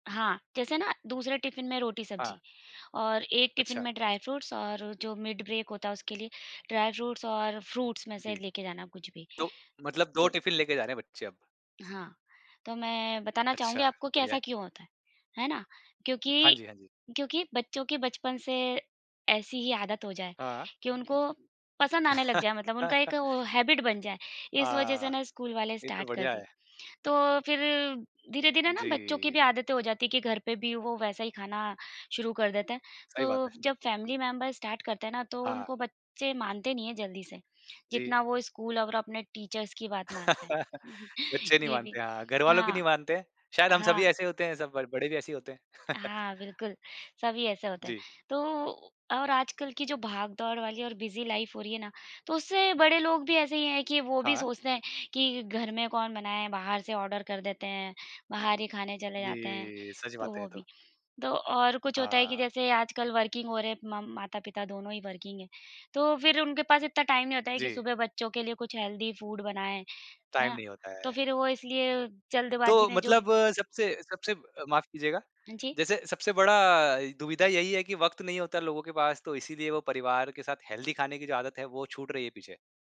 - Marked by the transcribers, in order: in English: "ड्राई फ्रूट्स"; in English: "मिड ब्रेक"; in English: "ड्राई फ्रूट्स"; in English: "फ्रूट्स"; laugh; in English: "हैबिट"; in English: "स्टार्ट"; in English: "फैमिली मेंबर स्टार्ट"; chuckle; in English: "टीचर्स"; joyful: "ये भी"; chuckle; in English: "बिजी लाइफ़"; in English: "ऑर्डर"; in English: "वर्किंग"; in English: "वर्किंग"; in English: "टाइम"; in English: "हेल्दी फूड"; in English: "टाइम"; in English: "हेल्दी"
- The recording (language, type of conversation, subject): Hindi, podcast, परिवार के साथ स्वस्थ खाने की आदतें कैसे विकसित करें?